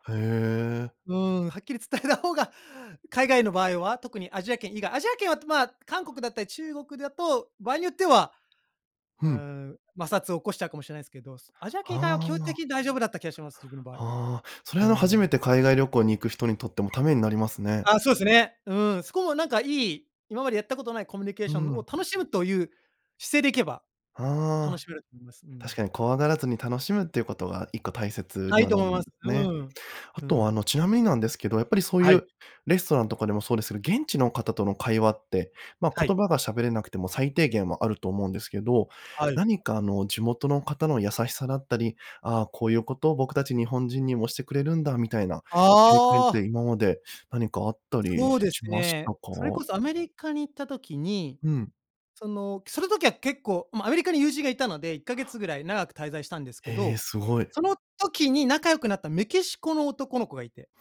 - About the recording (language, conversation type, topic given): Japanese, podcast, 一番心に残っている旅のエピソードはどんなものでしたか？
- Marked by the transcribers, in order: laughing while speaking: "伝えた方が"; other noise